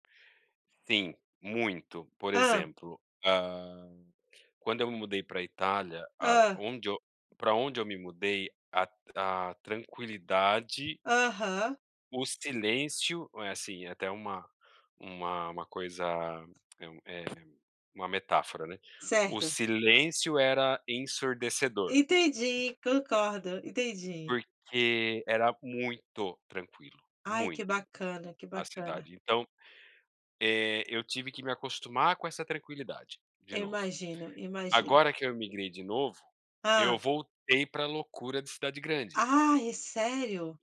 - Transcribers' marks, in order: tongue click
- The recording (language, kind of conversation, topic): Portuguese, unstructured, Como você acha que as viagens mudam a gente?